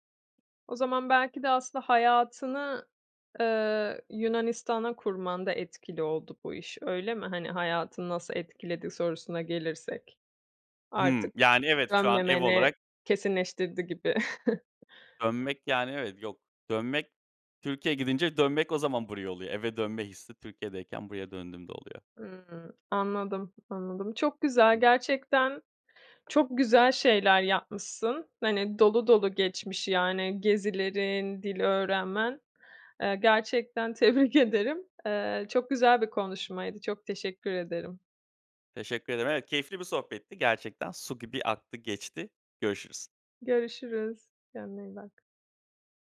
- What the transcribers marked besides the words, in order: other background noise; chuckle; tapping; other noise; laughing while speaking: "tebrik ederim"
- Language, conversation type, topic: Turkish, podcast, Bu iş hayatını nasıl etkiledi ve neleri değiştirdi?